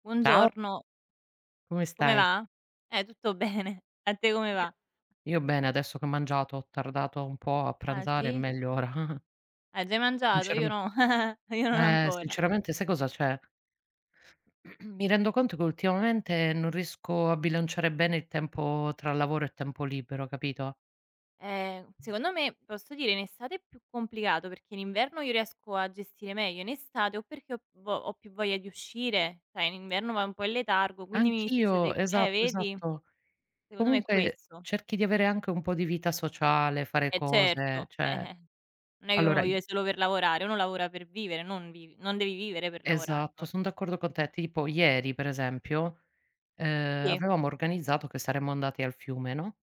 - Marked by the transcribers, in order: other background noise; chuckle; giggle; laughing while speaking: "io non"; throat clearing; "cioè" said as "ceh"
- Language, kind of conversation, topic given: Italian, unstructured, Come bilanci il tuo tempo tra lavoro e tempo libero?